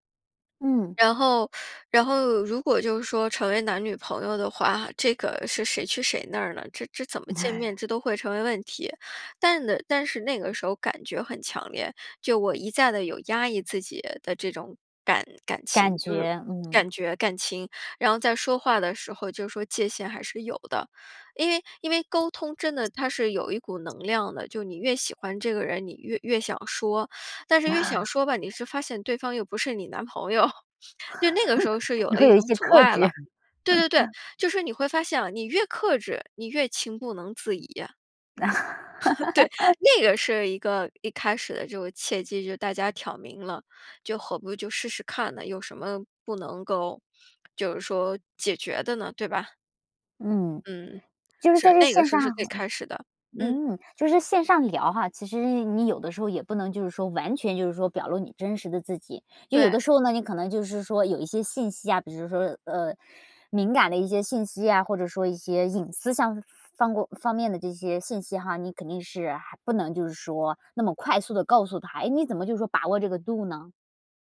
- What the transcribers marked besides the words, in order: laugh; laugh; laugh; laugh; laugh; other background noise; laugh
- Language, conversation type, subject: Chinese, podcast, 你会如何建立真实而深度的人际联系？